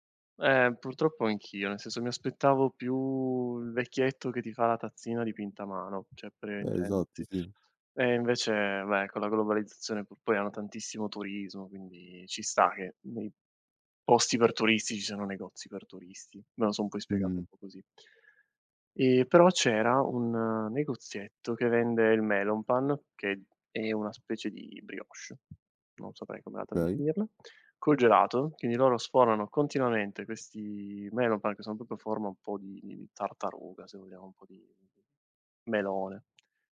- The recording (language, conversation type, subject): Italian, podcast, Quale città o paese ti ha fatto pensare «tornerò qui» e perché?
- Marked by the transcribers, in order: "cioè" said as "ceh"; tapping; "Okay" said as "kay"; "proprio" said as "popio"